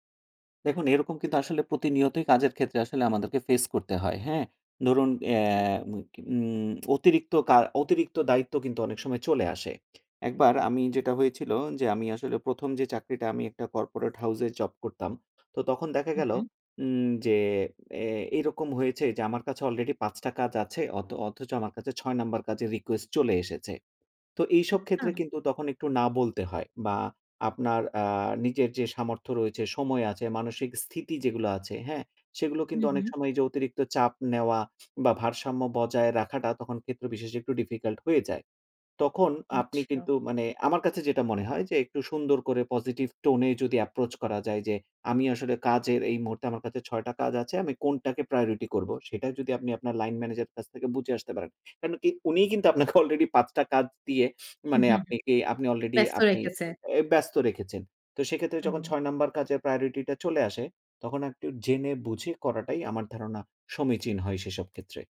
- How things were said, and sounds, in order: in English: "corporate house"; in English: "job"; in English: "already"; in English: "request"; in English: "difficult"; in English: "positive tone"; in English: "approach"; in English: "already"; chuckle; in English: "priority"
- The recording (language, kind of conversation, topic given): Bengali, podcast, আপনি কীভাবে নিজের সীমা শনাক্ত করেন এবং সেই সীমা মেনে চলেন?